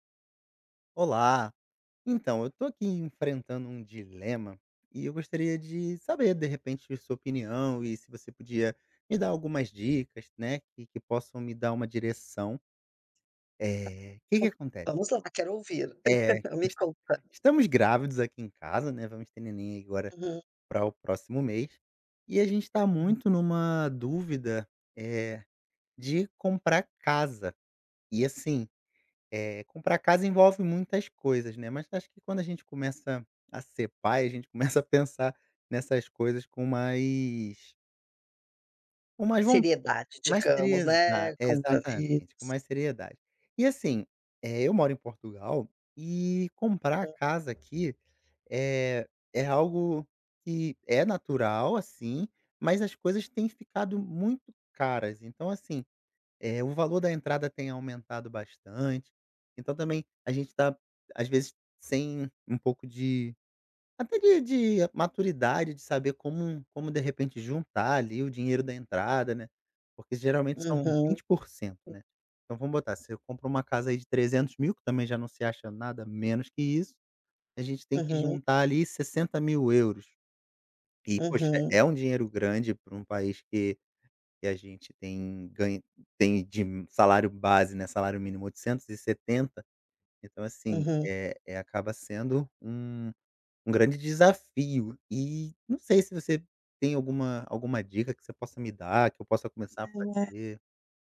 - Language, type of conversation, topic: Portuguese, advice, Como posso juntar dinheiro para a entrada de um carro ou de uma casa se ainda não sei como me organizar?
- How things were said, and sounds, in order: tapping; chuckle; laughing while speaking: "pensar"; other background noise